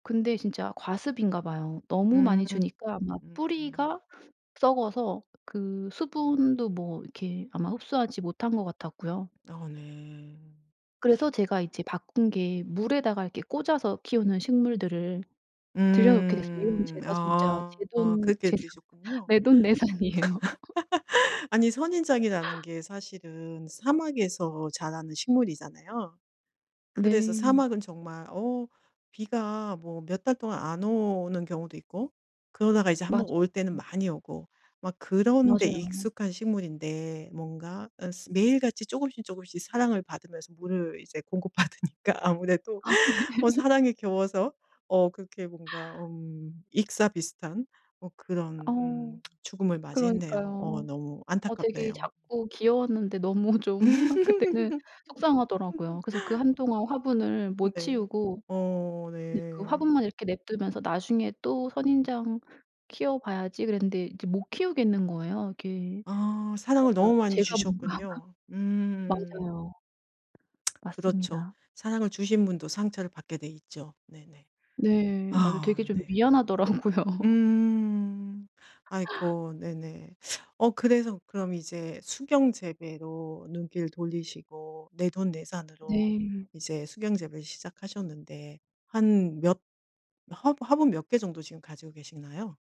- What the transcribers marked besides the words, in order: other background noise; laugh; laughing while speaking: "내돈내산이에요"; laugh; laughing while speaking: "공급받으니까 아무래도"; laughing while speaking: "아 네"; laugh; tsk; laughing while speaking: "너무 좀"; laugh; laughing while speaking: "뭔가"; tapping; lip smack; laughing while speaking: "미안하더라고요"
- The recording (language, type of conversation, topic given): Korean, podcast, 쉬면서도 기분 좋아지는 소소한 취미가 있나요?